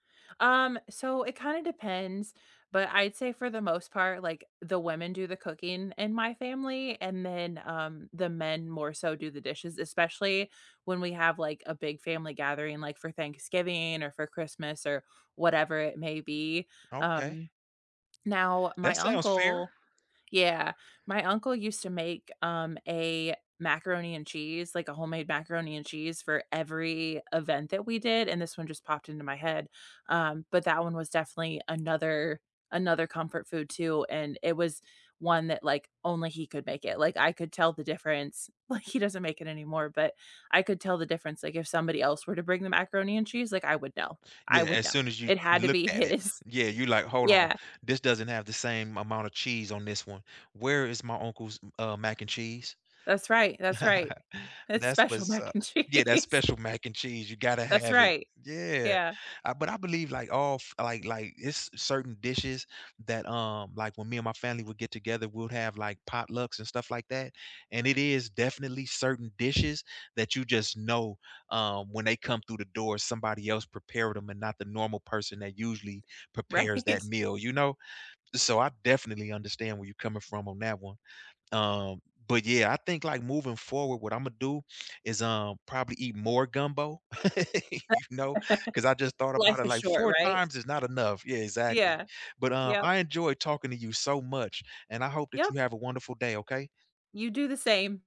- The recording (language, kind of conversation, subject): English, unstructured, What is your go-to comfort food, and why does it matter?
- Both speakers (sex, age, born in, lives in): female, 35-39, United States, United States; male, 50-54, United States, United States
- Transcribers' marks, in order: other background noise; laughing while speaking: "like"; laughing while speaking: "his"; chuckle; laughing while speaking: "special mac and cheese"; laughing while speaking: "Right?"; chuckle; laugh